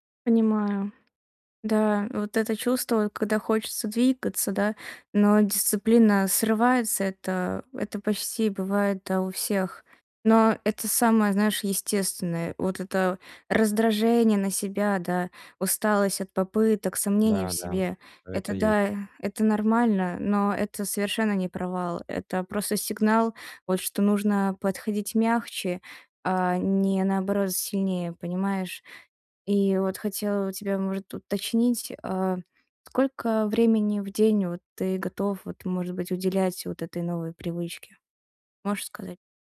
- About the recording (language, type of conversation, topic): Russian, advice, Как поддерживать мотивацию и дисциплину, когда сложно сформировать устойчивую привычку надолго?
- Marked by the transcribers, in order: none